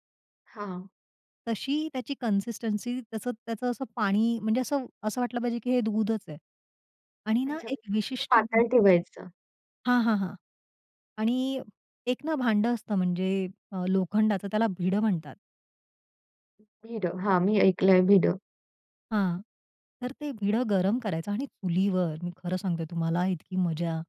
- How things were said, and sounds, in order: unintelligible speech; other background noise
- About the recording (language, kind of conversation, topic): Marathi, podcast, लहानपणीची आठवण जागवणारे कोणते खाद्यपदार्थ तुम्हाला लगेच आठवतात?